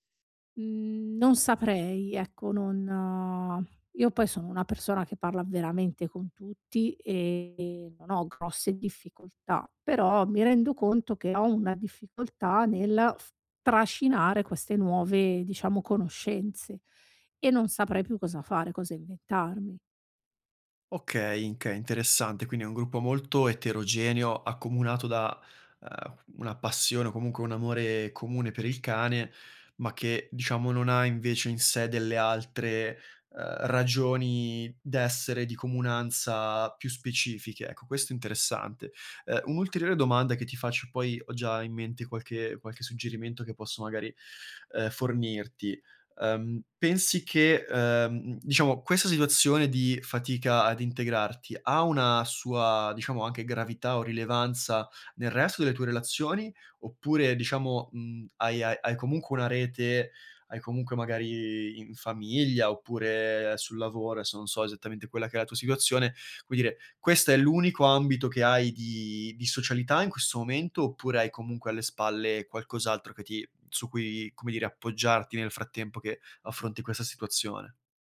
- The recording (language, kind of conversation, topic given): Italian, advice, Come posso integrarmi in un nuovo gruppo di amici senza sentirmi fuori posto?
- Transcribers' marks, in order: "adesso" said as "aesso"